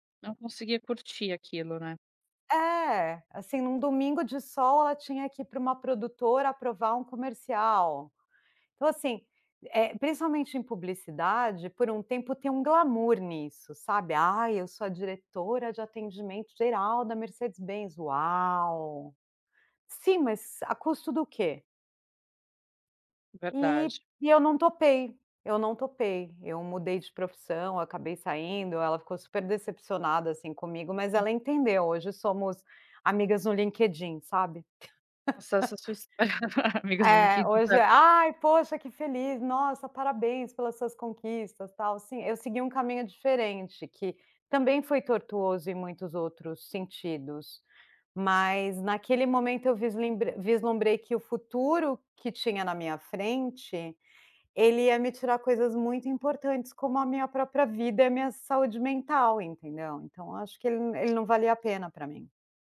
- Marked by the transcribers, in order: chuckle; other background noise
- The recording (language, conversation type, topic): Portuguese, podcast, Como você concilia trabalho e propósito?